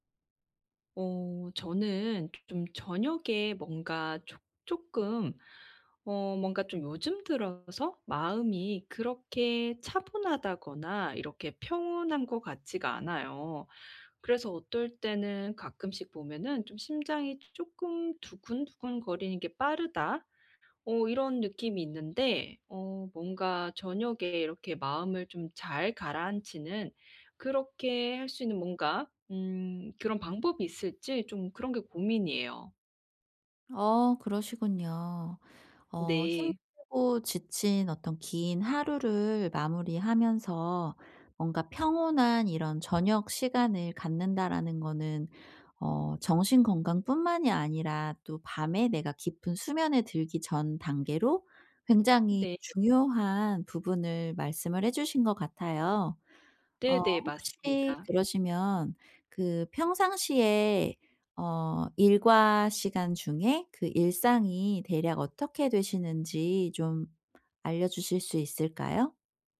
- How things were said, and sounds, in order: tapping
- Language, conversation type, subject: Korean, advice, 저녁에 마음을 가라앉히는 일상을 어떻게 만들 수 있을까요?